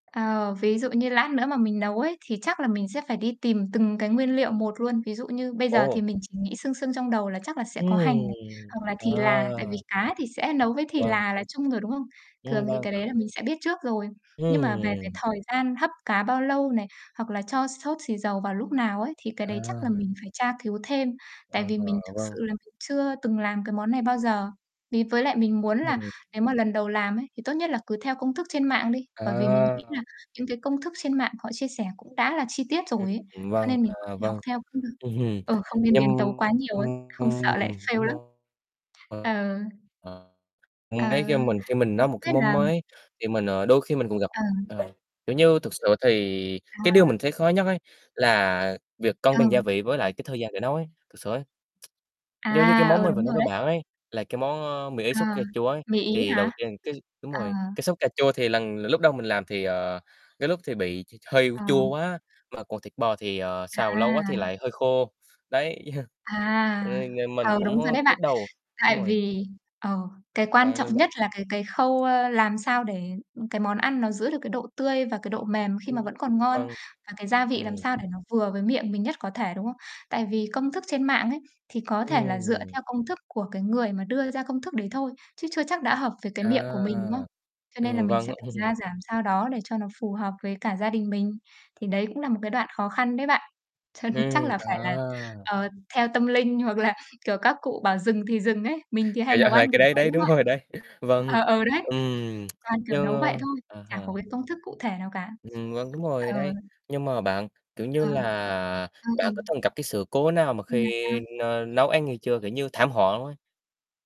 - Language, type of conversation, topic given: Vietnamese, unstructured, Bạn đã từng thử nấu một món ăn mới chưa?
- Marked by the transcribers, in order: tapping; other background noise; distorted speech; unintelligible speech; unintelligible speech; in English: "fail"; tsk; chuckle; laugh; laughing while speaking: "Cho"; laughing while speaking: "là"; unintelligible speech; laughing while speaking: "rồi"; laughing while speaking: "Ờ"; tsk; static